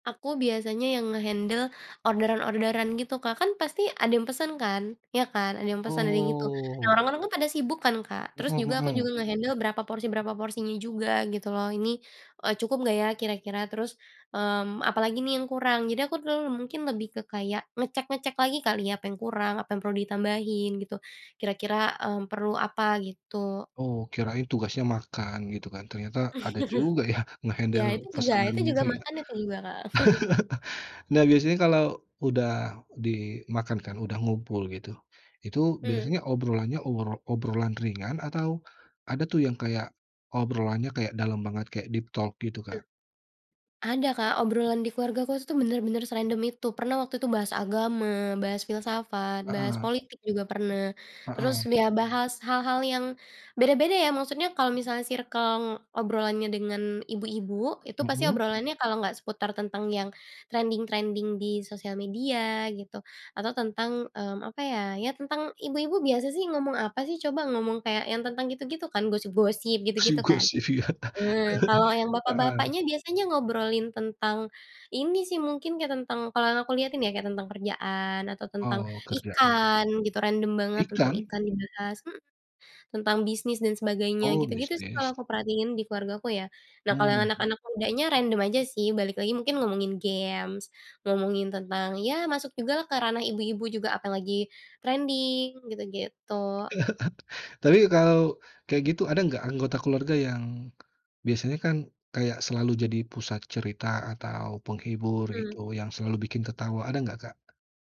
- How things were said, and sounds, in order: in English: "nge-handle"; in English: "nge-handle"; laugh; in English: "nge-handle"; laugh; in English: "deep talk"; other background noise; laughing while speaking: "ya"; laugh; laugh
- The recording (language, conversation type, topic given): Indonesian, podcast, Bagaimana kebiasaan keluargamu saat berkumpul dan makan besar?